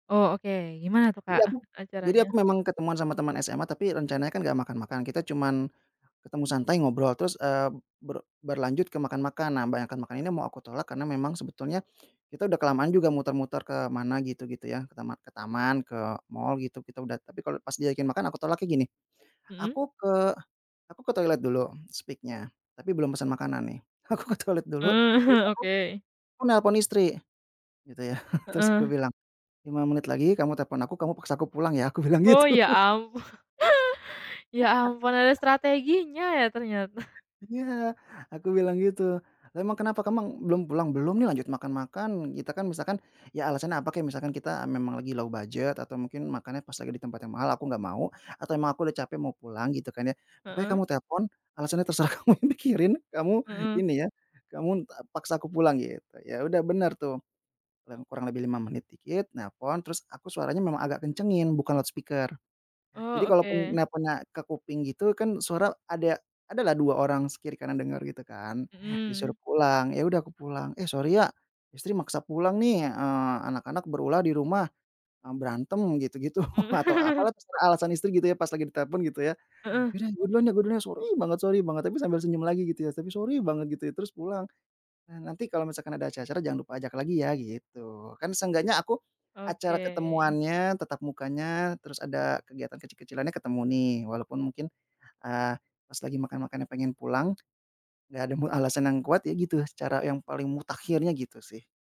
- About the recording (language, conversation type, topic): Indonesian, podcast, Bagaimana cara mengatakan "tidak" tanpa merasa bersalah?
- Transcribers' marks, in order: in English: "speak-nya"; laughing while speaking: "Ah"; laughing while speaking: "aku ke toilet dulu"; chuckle; giggle; laughing while speaking: "gitu"; laugh; laughing while speaking: "ternyata"; in English: "low budget"; laughing while speaking: "terserah kamu pikirin"; in English: "loudspeaker"; laughing while speaking: "gitu"; chuckle